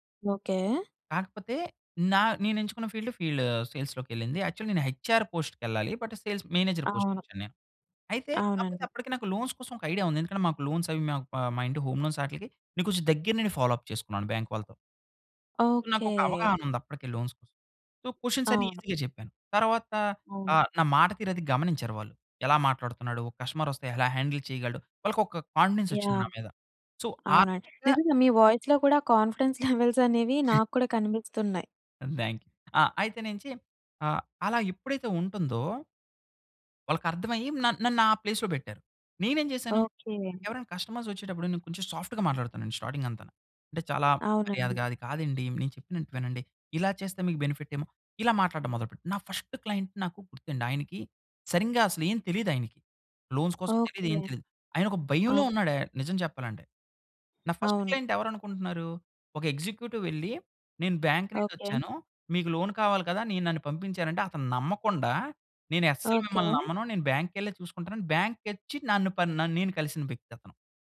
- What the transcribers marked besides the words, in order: in English: "ఫీల్డ్ ఫీల్డ్"; in English: "యాక్చువల్‌గా"; in English: "హెచ్ ఆర్"; in English: "బట్ సేల్స్ మేనేజర్"; in English: "లోన్స్"; in English: "లోన్స్"; in English: "హోమ్ లోన్స్"; in English: "ఫాలో అప్"; tapping; in English: "లోన్స్"; in English: "సో, క్వెషన్స్"; in English: "ఈజీగా"; in English: "హ్యాండిల్"; in English: "సో"; in English: "వాయిస్‌లో"; in English: "కాన్ఫిడెన్స్ లెవెల్స్"; laughing while speaking: "లెవెల్స్"; other noise; in English: "ప్లేస్‌లో"; other background noise; in English: "కస్టమర్స్"; in English: "సాఫ్ట్‌గా"; in English: "స్టార్టింగ్"; in English: "బెనిఫిట్"; in English: "ఫర్స్ట్ క్లయింట్"; in English: "లోన్స్"; in English: "ఫస్ట్ క్లయింట్"; in English: "ఎగ్జిక్యూటివ్"; in English: "బ్యాంక్"; in English: "లోన్"; in English: "బ్యాంక్"; in English: "బ్యాంక్‌కి"
- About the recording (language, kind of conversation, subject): Telugu, podcast, రోజువారీ ఆత్మవిశ్వాసం పెంచే చిన్న అలవాట్లు ఏవి?